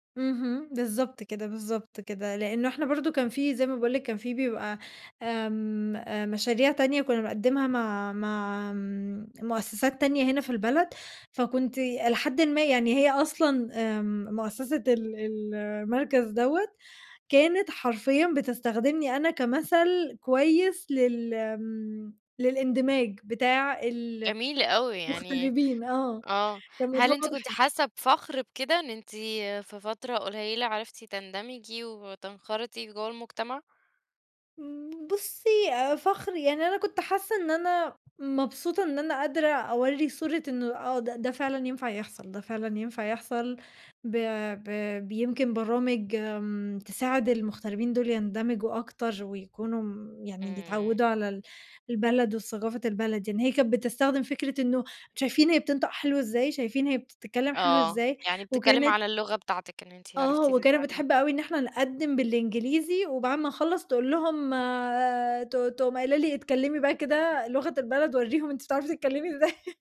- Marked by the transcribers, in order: other background noise; laughing while speaking: "إزاي"
- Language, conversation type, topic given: Arabic, podcast, احكيلي عن لقاء صدفة إزاي ادّاك فرصة ماكنتش متوقّعها؟